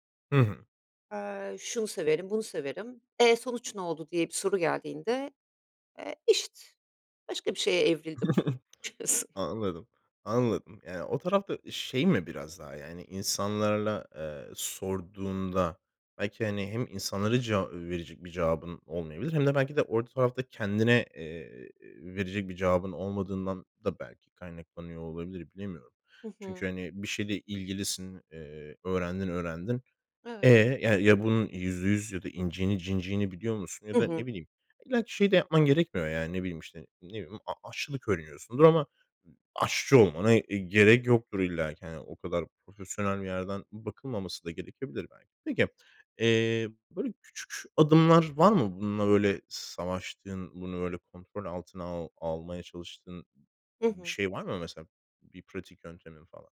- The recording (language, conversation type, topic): Turkish, podcast, Korkularınla yüzleşirken hangi adımları atarsın?
- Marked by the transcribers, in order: chuckle; laughing while speaking: "diyorsun"